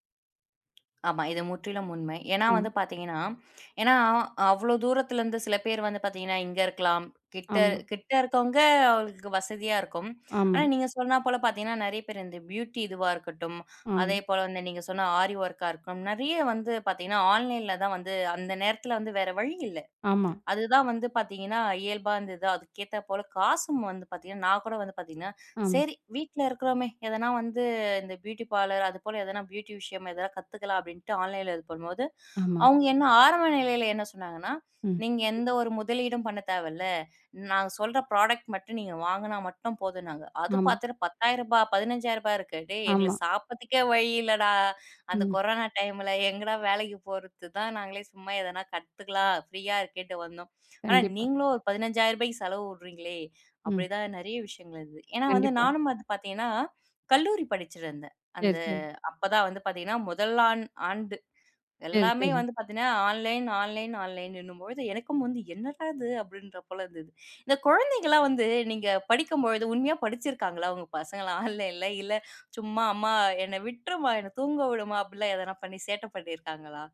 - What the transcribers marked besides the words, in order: other noise; in English: "பியூட்டி"; in English: "ஆரி ஒர்க்கா"; in English: "ஆன்லைன்ல"; in English: "பியூட்டி பார்லர்"; in English: "பியூட்டி"; in English: "ஆன்லைன்ல"; background speech; in English: "புராடெக்ட்"; in English: "ப்ரீயா"; tapping; in English: "ஆன்லைன், ஆன்லைன், ஆன்லைன்னும்பொழுது"; laughing while speaking: "ஆன்லைன்ல"; in English: "ஆன்லைன்ல"
- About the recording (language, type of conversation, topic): Tamil, podcast, ஆன்லைன் கல்வியின் சவால்களையும் வாய்ப்புகளையும் எதிர்காலத்தில் எப்படிச் சமாளிக்கலாம்?